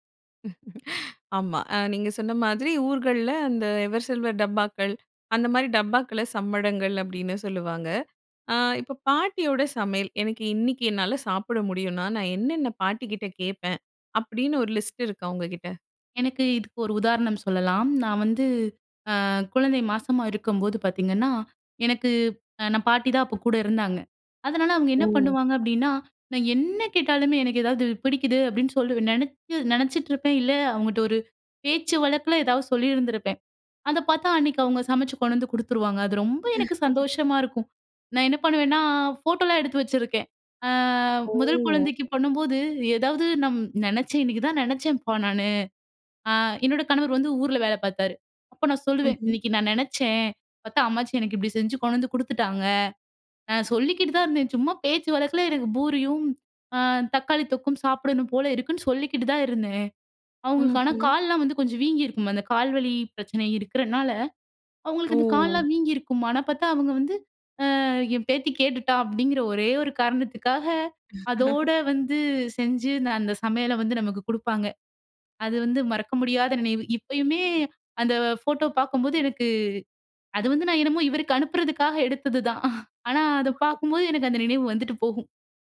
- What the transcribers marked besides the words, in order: laugh; laugh; drawn out: "ஓ!"; laugh; laughing while speaking: "எடுத்தது தான்"; chuckle
- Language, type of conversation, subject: Tamil, podcast, பாட்டி சமையல் செய்யும்போது உங்களுக்கு மறக்க முடியாத பரபரப்பான சம்பவம் ஒன்றைச் சொல்ல முடியுமா?